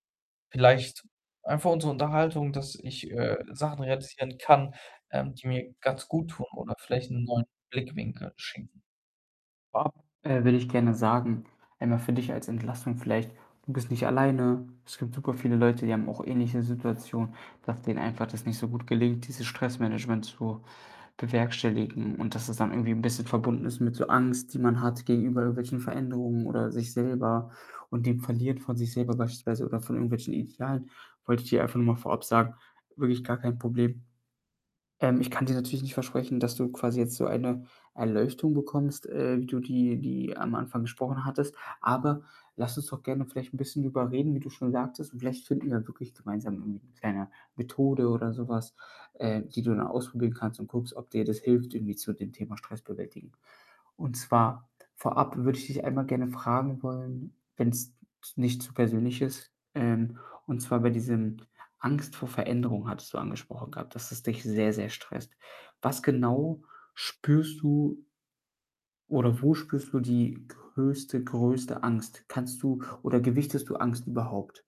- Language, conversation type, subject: German, advice, Wie kann ich meine Angst akzeptieren, ohne mich selbst hart zu verurteilen?
- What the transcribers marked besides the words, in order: other background noise; tapping